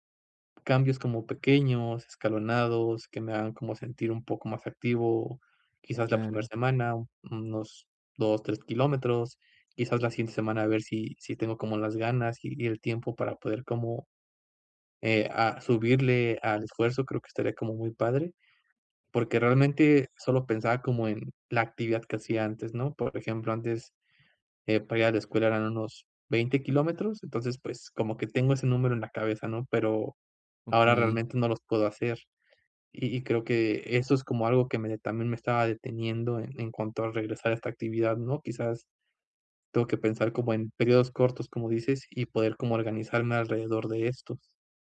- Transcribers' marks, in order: none
- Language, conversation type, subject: Spanish, advice, ¿Cómo puedo manejar la incertidumbre durante una transición, como un cambio de trabajo o de vida?